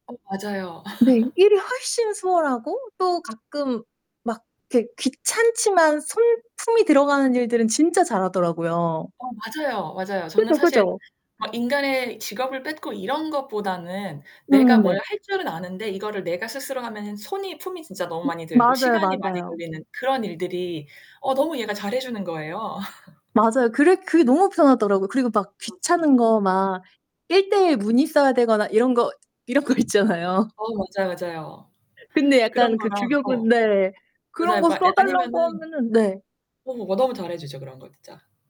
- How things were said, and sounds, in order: distorted speech; laugh; tapping; other background noise; background speech; laugh; laughing while speaking: "이런 거 있잖아요"
- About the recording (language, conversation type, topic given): Korean, unstructured, 기술 발전이 우리의 일상에 어떤 긍정적인 영향을 미칠까요?